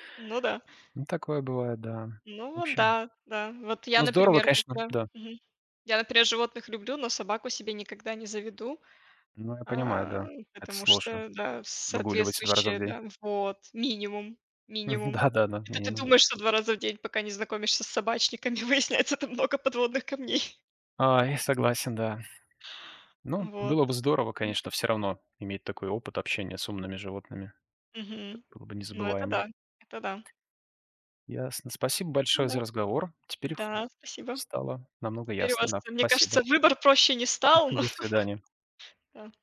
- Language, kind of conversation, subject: Russian, unstructured, Какие животные тебе кажутся самыми умными и почему?
- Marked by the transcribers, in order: tapping; laughing while speaking: "Выясняется там много подводных камней"; other background noise; other noise; laughing while speaking: "но"; laugh